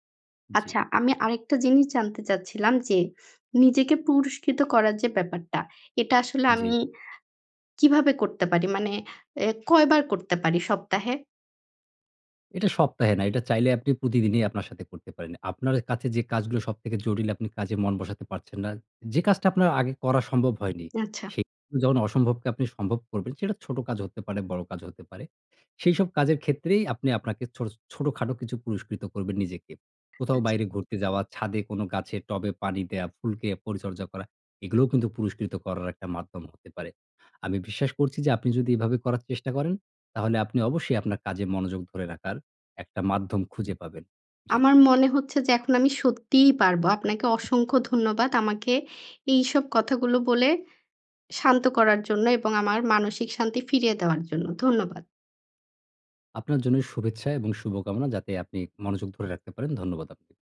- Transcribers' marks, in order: unintelligible speech; other background noise; tapping; "আপনাকে" said as "আপকে"
- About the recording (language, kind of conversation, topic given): Bengali, advice, দীর্ঘ সময় কাজ করার সময় মনোযোগ ধরে রাখতে কষ্ট হলে কীভাবে সাহায্য পাব?